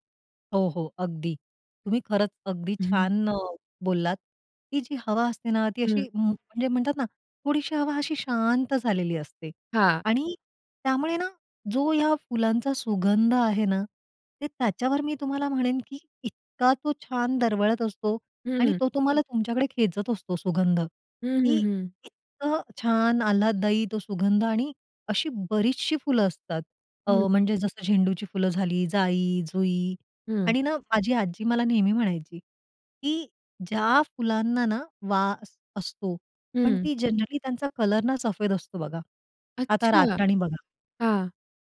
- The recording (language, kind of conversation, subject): Marathi, podcast, वसंताचा सुवास आणि फुलं तुला कशी भावतात?
- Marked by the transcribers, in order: other noise; in English: "जनरली"